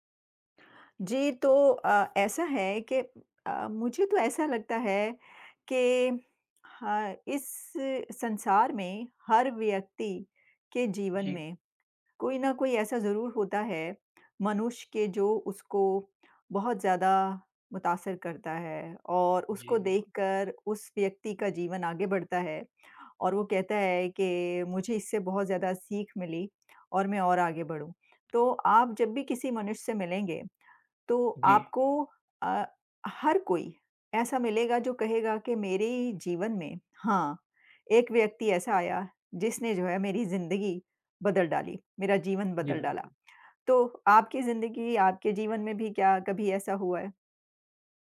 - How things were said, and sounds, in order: other noise; other background noise; tapping
- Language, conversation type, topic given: Hindi, unstructured, आपके जीवन में सबसे प्रेरणादायक व्यक्ति कौन रहा है?